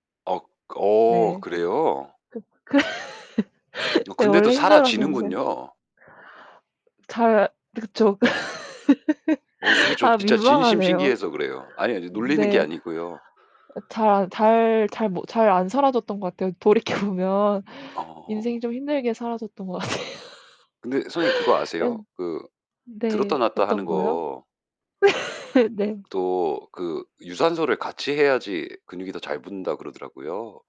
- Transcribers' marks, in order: laughing while speaking: "그"; laugh; other background noise; laughing while speaking: "돌이켜"; laughing while speaking: "같아요"; laugh
- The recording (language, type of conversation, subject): Korean, unstructured, 운동을 하면서 가장 놀랐던 몸의 변화는 무엇인가요?